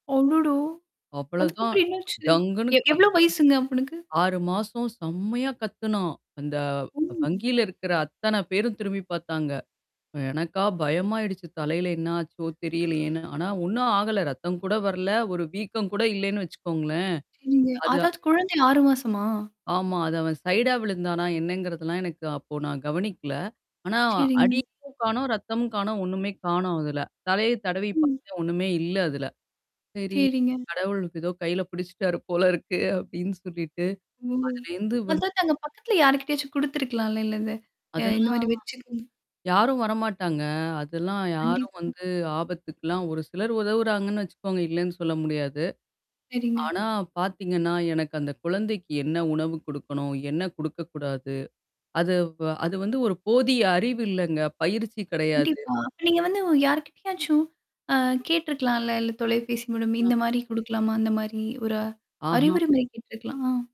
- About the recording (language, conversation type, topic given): Tamil, podcast, நீங்கள் ஆரம்பத்தில் செய்த மிகப் பெரிய தவறு என்ன?
- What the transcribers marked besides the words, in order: put-on voice: "அடடா!"; anticipating: "அதுக்கப்புறம் என்னாச்சு?"; static; distorted speech; other background noise; in English: "சைடா"; unintelligible speech; laughing while speaking: "புடிச்சுட்டாரு போல இருக்கு"; tapping; mechanical hum